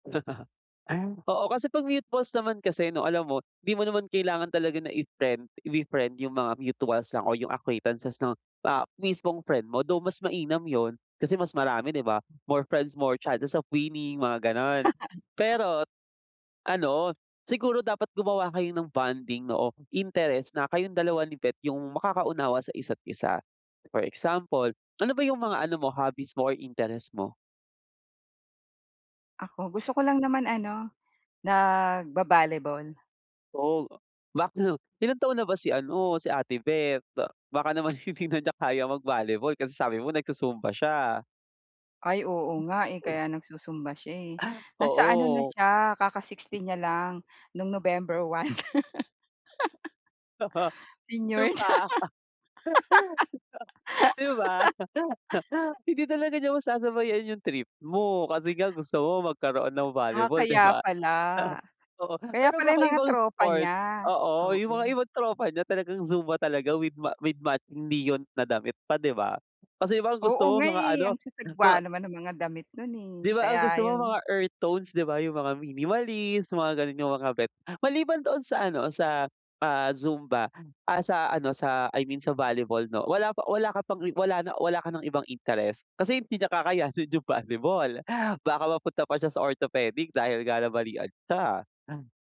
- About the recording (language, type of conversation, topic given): Filipino, advice, Bakit madalas kong maramdaman na naiiba ako sa grupo ng mga kaibigan ko?
- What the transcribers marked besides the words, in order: chuckle; in English: "acquaintances"; laugh; tapping; other background noise; unintelligible speech; laughing while speaking: "hindi na niya kaya"; laugh; laughing while speaking: "na"; laugh; chuckle; laughing while speaking: "yung volleyball"